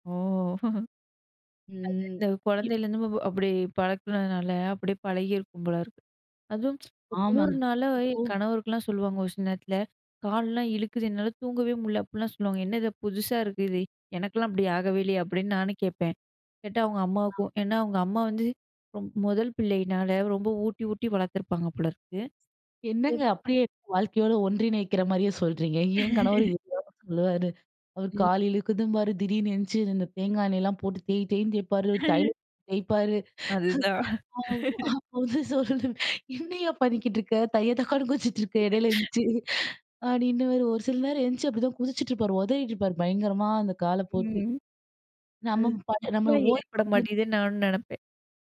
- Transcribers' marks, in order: chuckle; unintelligible speech; laugh; laugh; laughing while speaking: "அப்ப வந்து சொல்லுவேன், என்னய்யா பண்ணிக்கிட்ருக்க? தைய தக்கான்னு குதிச்சிட்ருக்க எடையில எழுந்துருச்சு. அப்படீன்னுவாரு"; laugh; laugh; unintelligible speech; unintelligible speech
- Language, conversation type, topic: Tamil, podcast, படுக்கையறையை ஓய்வுக்கு ஏற்றவாறு நீங்கள் எப்படி அமைத்துக்கொள்கிறீர்கள்?